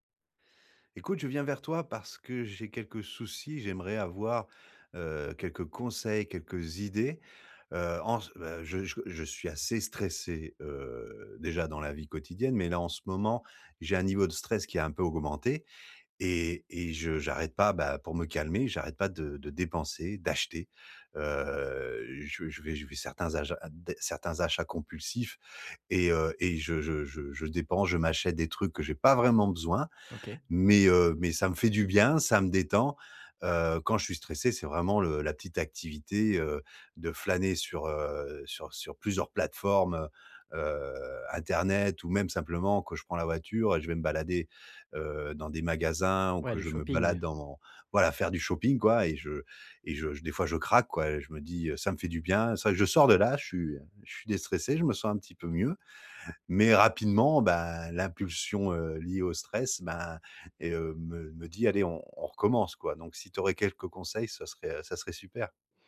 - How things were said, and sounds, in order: stressed: "d'acheter"; drawn out: "Heu"; "achats" said as "ajats"; stressed: "pas"
- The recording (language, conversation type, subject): French, advice, Comment arrêter de dépenser de façon impulsive quand je suis stressé ?